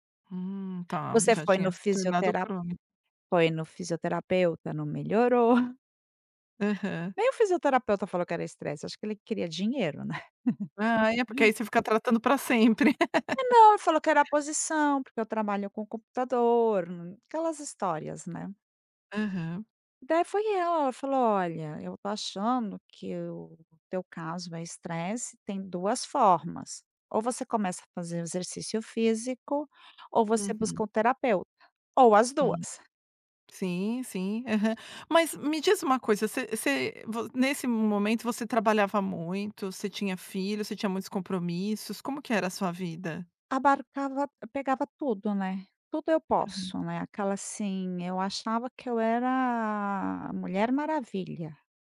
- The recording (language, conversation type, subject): Portuguese, podcast, Me conta um hábito que te ajuda a aliviar o estresse?
- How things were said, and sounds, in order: chuckle; other background noise; tapping; chuckle; laugh